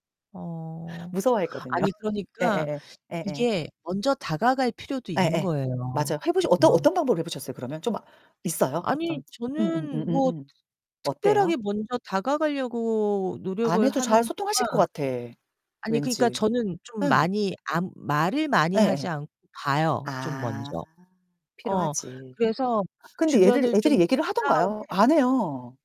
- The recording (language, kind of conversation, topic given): Korean, unstructured, 좋은 리더의 조건은 무엇일까요?
- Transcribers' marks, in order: distorted speech; laugh; tapping